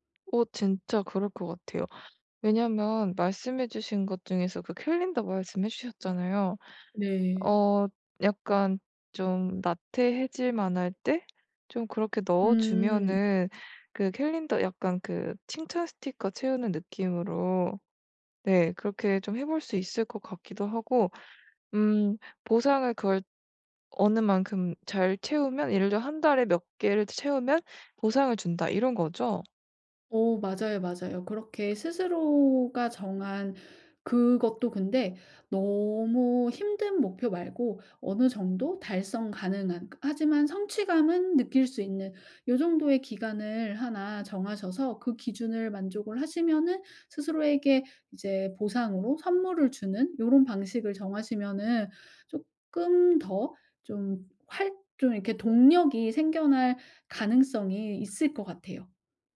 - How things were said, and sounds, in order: tapping; other background noise
- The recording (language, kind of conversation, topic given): Korean, advice, 습관을 오래 유지하는 데 도움이 되는 나에게 맞는 간단한 보상은 무엇일까요?